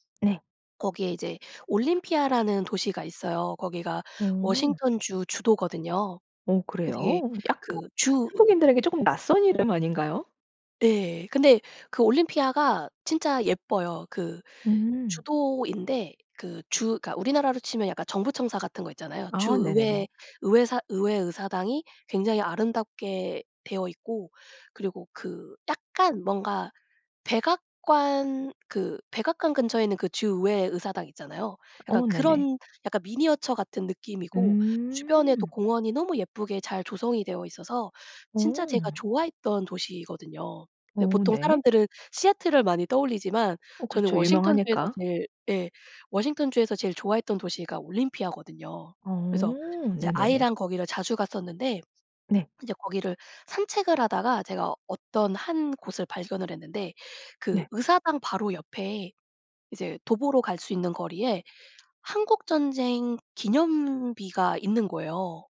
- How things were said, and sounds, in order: other background noise
- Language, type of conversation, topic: Korean, podcast, 그곳에 서서 역사를 실감했던 장소가 있다면, 어디인지 이야기해 주실래요?